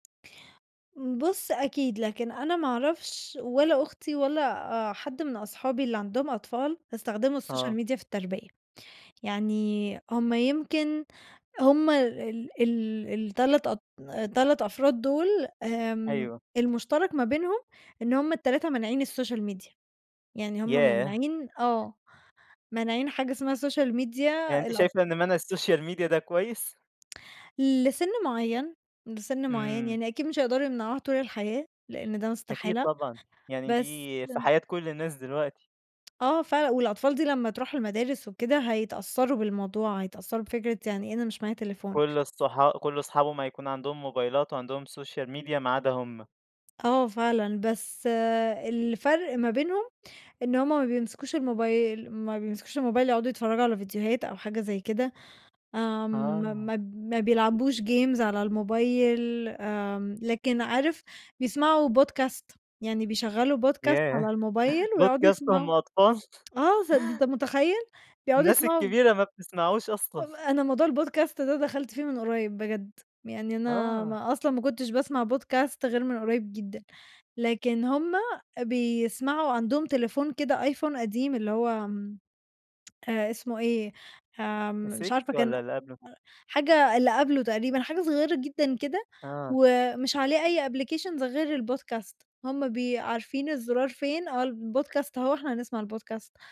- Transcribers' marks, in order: in English: "السوشيال ميديا"; in English: "السوشيال ميديا"; in English: "سوشيال ميديا"; in English: "السوشيال ميديا"; in English: "سوشيال ميديا"; in English: "games"; in English: "podcast"; in English: "podcast"; tapping; chuckle; in English: "podcast"; chuckle; chuckle; in English: "الpodcast"; in English: "podcast"; in English: "الsix"; in English: "applications"; in English: "الpodcast"; in English: "الpodcast"; in English: "الpodcast"
- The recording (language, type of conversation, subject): Arabic, podcast, إزاي اتغيرت طريقة تربية العيال بين جيلكم والجيل اللي فات؟